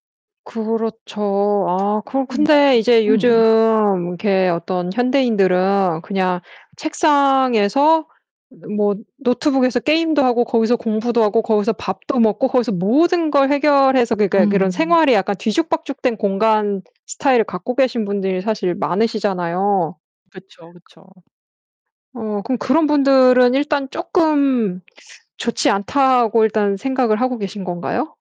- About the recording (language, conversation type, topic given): Korean, podcast, 공부할 때 집중력을 어떻게 끌어올릴 수 있을까요?
- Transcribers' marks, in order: tapping; distorted speech; teeth sucking